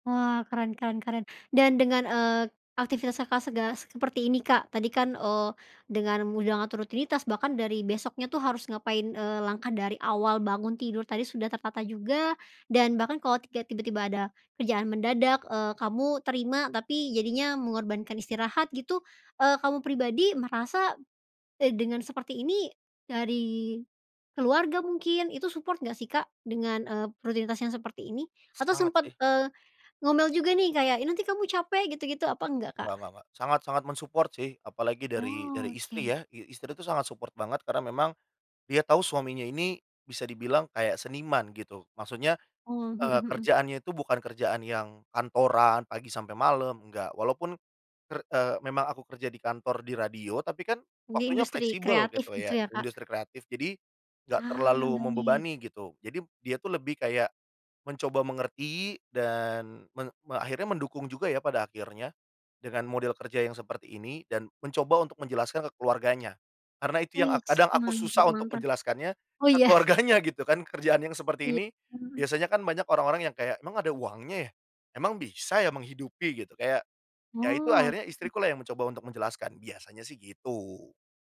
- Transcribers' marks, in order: in English: "support"; laughing while speaking: "ke keluarganya"; laughing while speaking: "ya"
- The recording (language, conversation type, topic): Indonesian, podcast, Bagaimana influencer menyeimbangkan pekerjaan dan kehidupan pribadi?
- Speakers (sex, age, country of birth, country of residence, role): female, 25-29, Indonesia, Indonesia, host; male, 30-34, Indonesia, Indonesia, guest